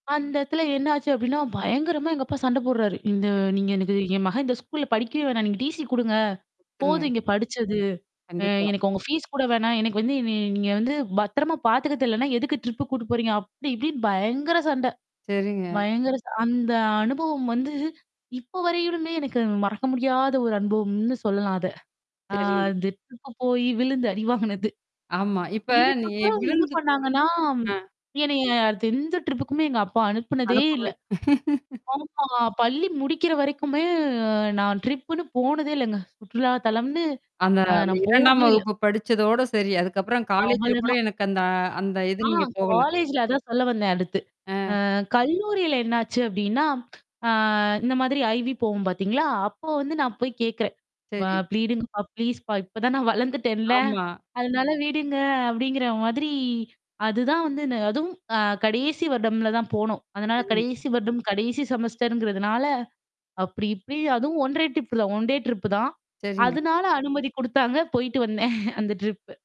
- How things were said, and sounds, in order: distorted speech; in English: "டிசி"; in English: "ஃபீஸ்"; in English: "ட்ரிப்பு"; in English: "டிரிப்புக்கு"; laughing while speaking: "அடி வாங்குனது"; in English: "ட்ரிப்புக்குமே"; laugh; in English: "ட்ரிப்புன்னு"; in English: "ஐவி"; "ப்ளீஸுங்கப்பா" said as "ப்ளீடுங்கப்பா"; in English: "செமஸ்டர்ங்கிறதுனால"; in English: "ஒன்ரே ட்ரிப் தான் ஒன்டே ட்ரிப் தான்"; "ஒன்டே ட்ரிப்புதான்" said as "ஒன்ரே ட்ரிப் தான்"; chuckle; in English: "ட்ரிப்பு"
- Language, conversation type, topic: Tamil, podcast, பயணத்தில் நீங்கள் தொலைந்து போன அனுபவத்தை ஒரு கதையாகப் பகிர முடியுமா?